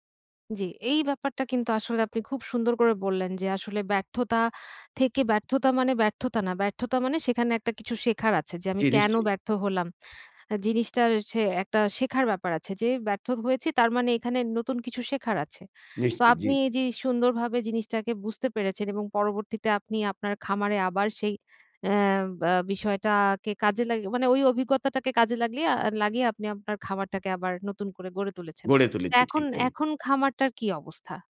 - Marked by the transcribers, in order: none
- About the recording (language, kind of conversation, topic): Bengali, podcast, ব্যর্থ হলে তুমি কীভাবে আবার ঘুরে দাঁড়াও?